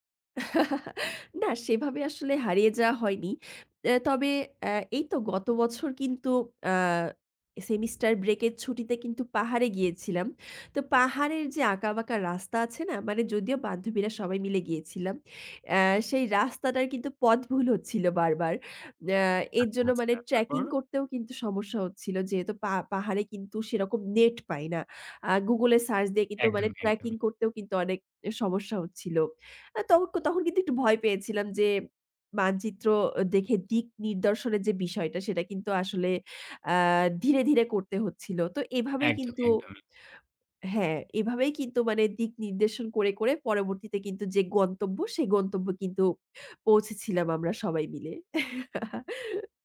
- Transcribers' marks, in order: chuckle; other background noise; chuckle
- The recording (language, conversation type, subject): Bengali, podcast, কোথাও হারিয়ে যাওয়ার পর আপনি কীভাবে আবার পথ খুঁজে বের হয়েছিলেন?